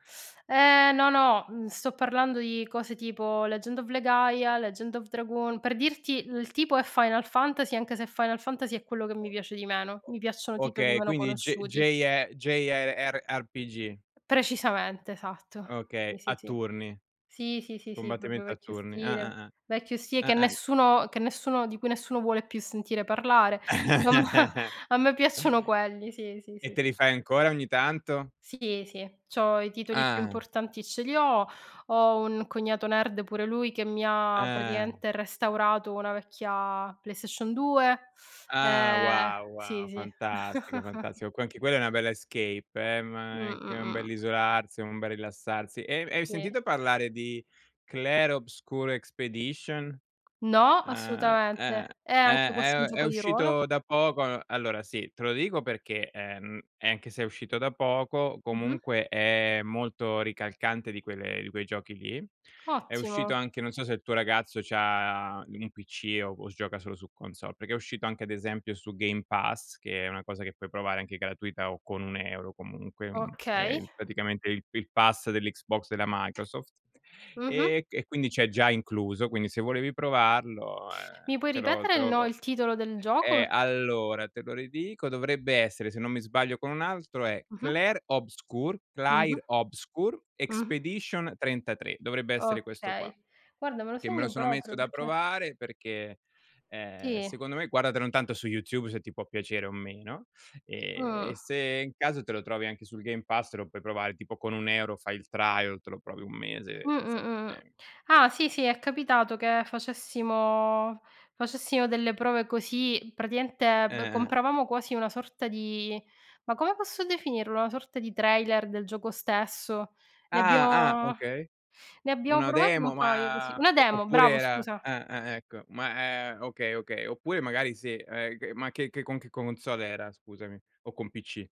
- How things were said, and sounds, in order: teeth sucking; other noise; laugh; tapping; chuckle; laughing while speaking: "A me"; in English: "nerd"; "praticamente" said as "pratiamente"; chuckle; in English: "escape"; other background noise; "intanto" said as "ntanto"; in English: "trial"; "Praticamente" said as "pratiamente"
- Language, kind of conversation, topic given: Italian, unstructured, Come ti rilassi dopo una giornata stressante?